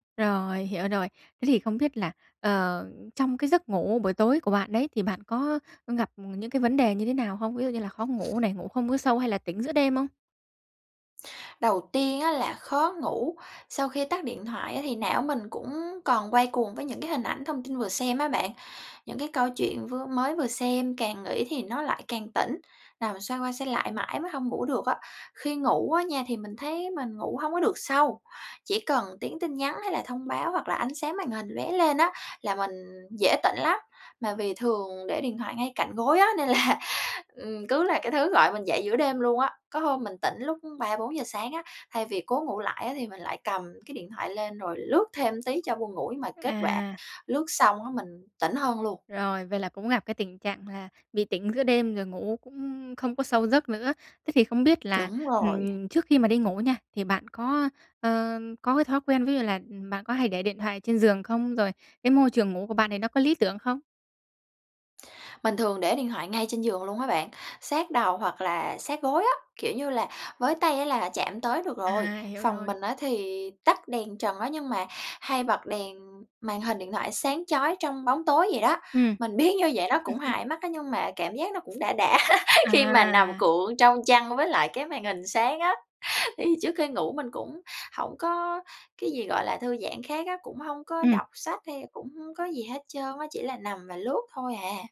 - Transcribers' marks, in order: other background noise; tapping; laughing while speaking: "là"; laughing while speaking: "biết"; chuckle; laugh; laughing while speaking: "Thì"
- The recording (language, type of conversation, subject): Vietnamese, advice, Làm thế nào để giảm thời gian dùng điện thoại vào buổi tối để ngủ ngon hơn?